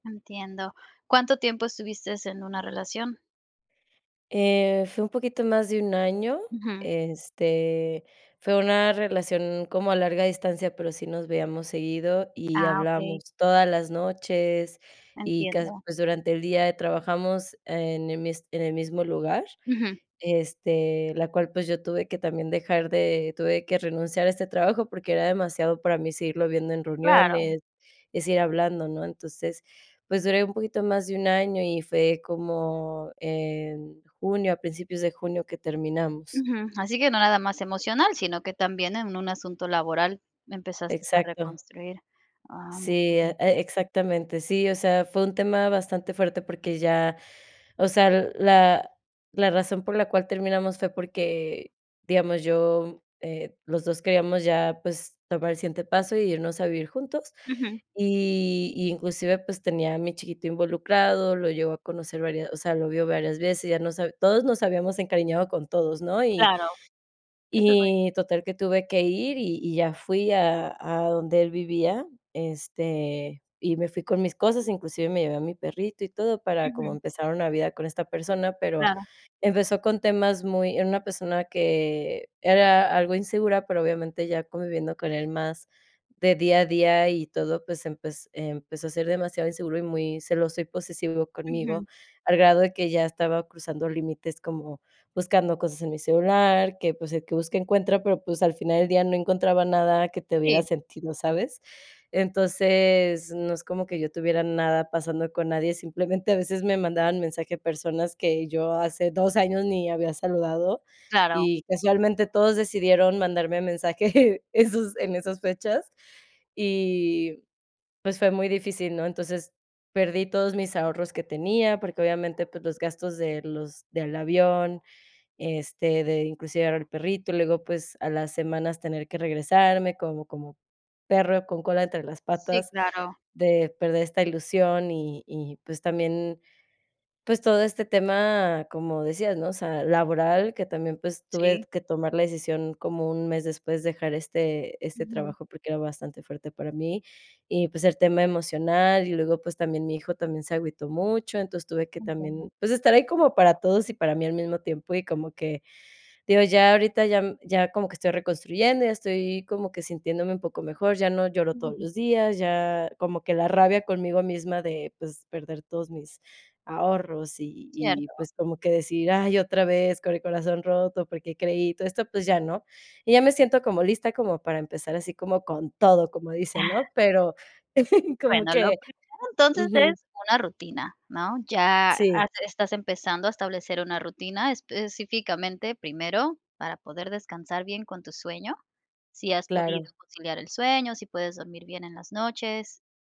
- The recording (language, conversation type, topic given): Spanish, advice, ¿Cómo puedo afrontar el fin de una relación larga y reconstruir mi rutina diaria?
- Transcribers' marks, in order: "estuviste" said as "estuvistes"; unintelligible speech; chuckle; other background noise; chuckle